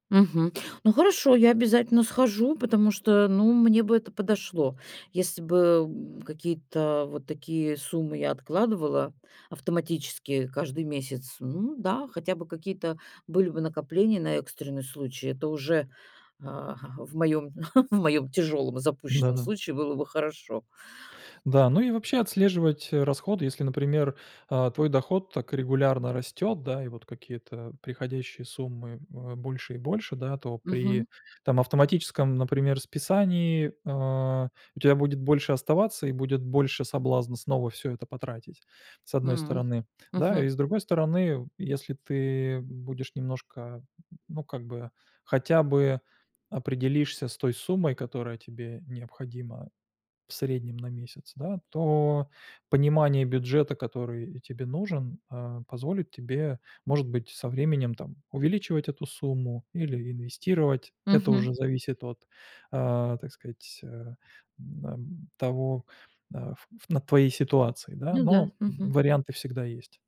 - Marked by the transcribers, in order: chuckle; tapping
- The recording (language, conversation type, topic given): Russian, advice, Как не тратить больше денег, когда доход растёт?